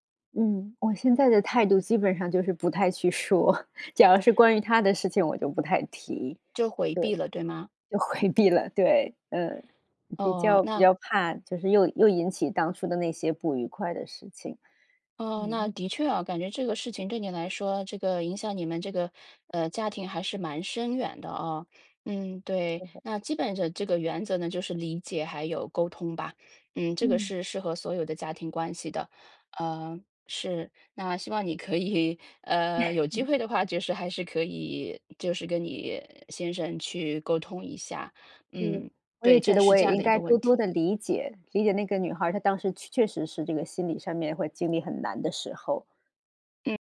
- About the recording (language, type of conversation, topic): Chinese, advice, 当家庭成员搬回家住而引发生活习惯冲突时，我该如何沟通并制定相处规则？
- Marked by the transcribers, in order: laugh; other noise; laughing while speaking: "就回避了"; other background noise; laughing while speaking: "可以"; laugh